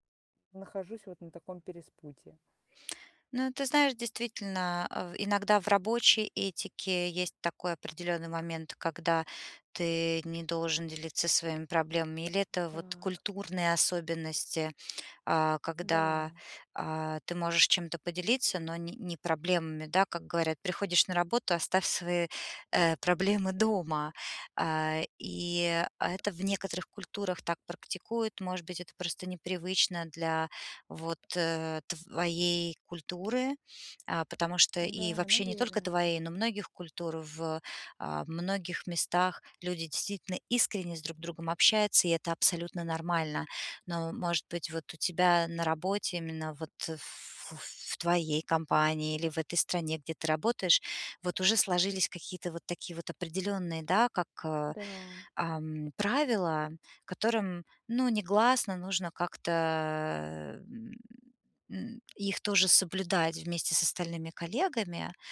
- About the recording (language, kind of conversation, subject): Russian, advice, Как мне сочетать искренность с желанием вписаться в новый коллектив, не теряя себя?
- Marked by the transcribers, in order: "перепутье" said as "переспутье"; tapping; stressed: "искренне"; stressed: "нормально"; drawn out: "как-то"